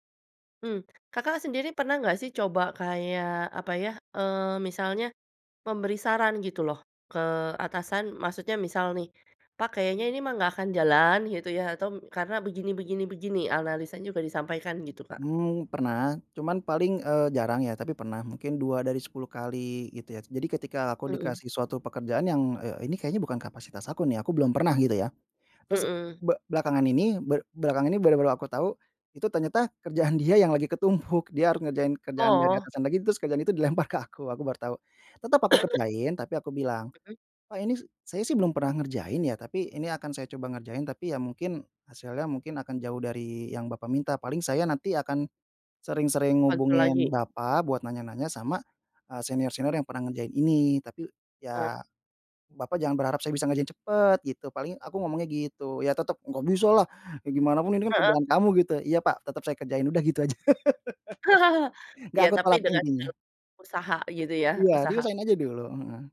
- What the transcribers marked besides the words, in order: laughing while speaking: "kerjaan dia"; laughing while speaking: "ketumpuk"; laughing while speaking: "dilempar ke aku"; cough; tapping; other background noise; put-on voice: "Ya tetap nggak bisalah, ya gimana pun ini kan kerjaan kamu"; chuckle; laugh
- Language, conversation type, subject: Indonesian, podcast, Bagaimana kamu menghadapi tekanan sosial saat harus mengambil keputusan?